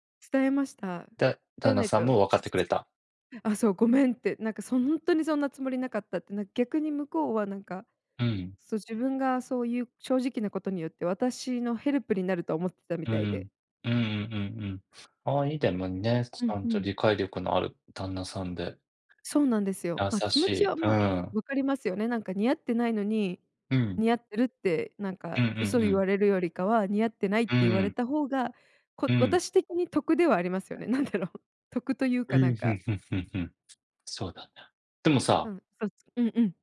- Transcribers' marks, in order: other noise
- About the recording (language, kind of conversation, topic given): Japanese, unstructured, 他人の気持ちを考えることは、なぜ大切なのですか？